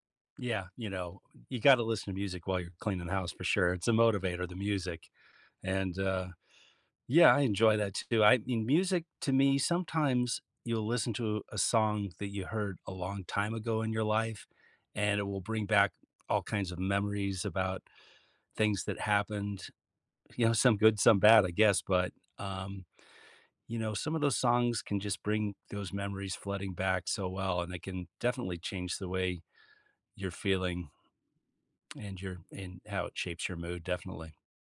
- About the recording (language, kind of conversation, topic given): English, unstructured, How do you think music affects your mood?
- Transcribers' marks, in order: none